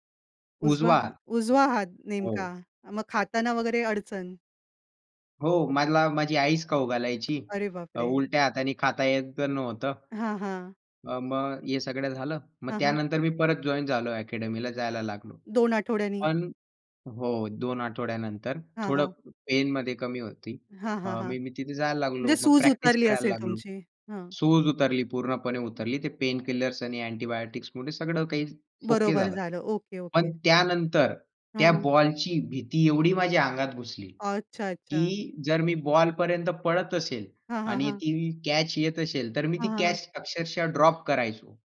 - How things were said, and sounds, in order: tapping; other noise; in English: "पेनकिलर्स"
- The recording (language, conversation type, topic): Marathi, podcast, भीतीवर मात करायची असेल तर तुम्ही काय करता?